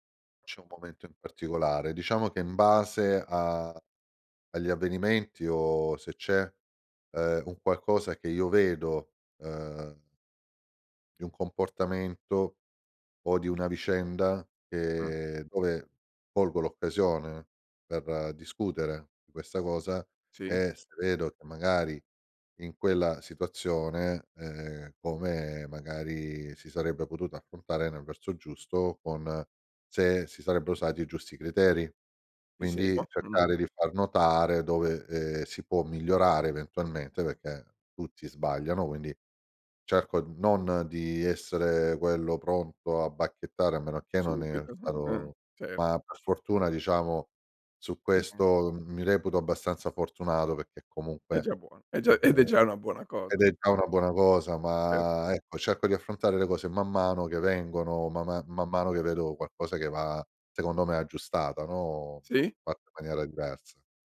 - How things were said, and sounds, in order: unintelligible speech
- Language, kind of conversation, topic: Italian, podcast, Com'è cambiato il rapporto tra genitori e figli rispetto al passato?